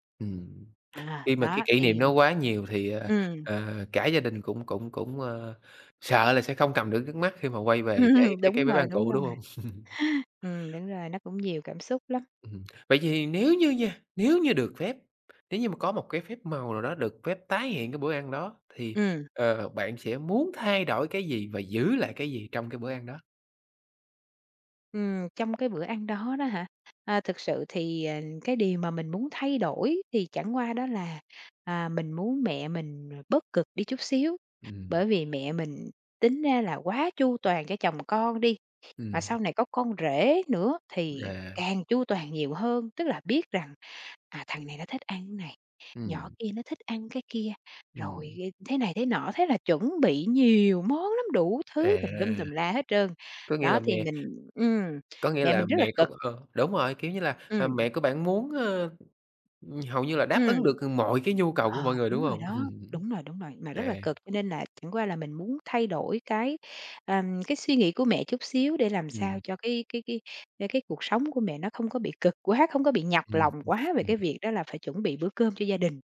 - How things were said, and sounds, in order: laugh; chuckle; other background noise; tapping; laugh
- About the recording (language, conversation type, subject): Vietnamese, podcast, Bạn có thể kể về bữa cơm gia đình đáng nhớ nhất của bạn không?